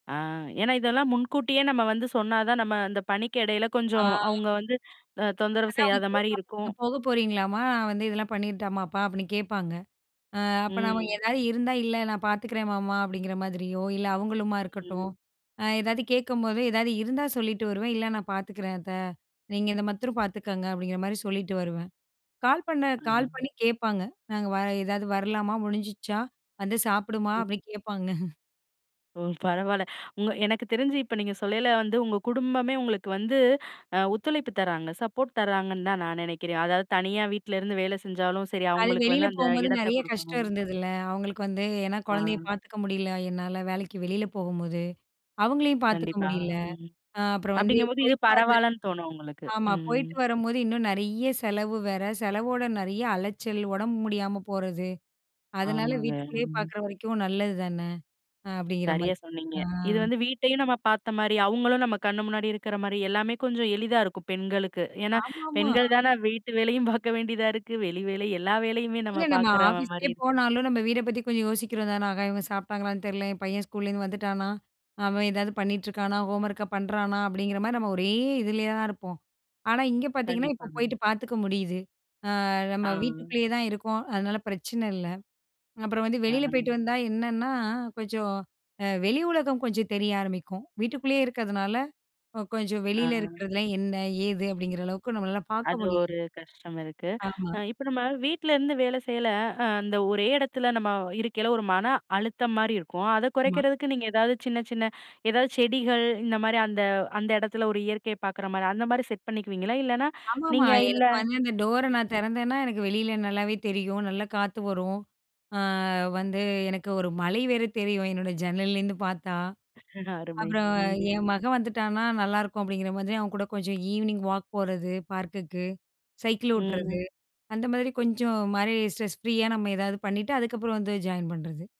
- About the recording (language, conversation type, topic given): Tamil, podcast, வீட்டிலிருந்து வேலை செய்ய தனியான இடம் அவசியமா, அதை நீங்கள் எப்படிப் அமைப்பீர்கள்?
- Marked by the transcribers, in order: drawn out: "ஆ"; chuckle; laughing while speaking: "வீட்டு வேலையும் பாக்க வேண்டியதா இருக்கு"; laugh; in English: "ஈவினிங் வாக்"; in English: "ஸ்ட்ரெஸ் ஃப்ரீயா"; in English: "ஜாயின்"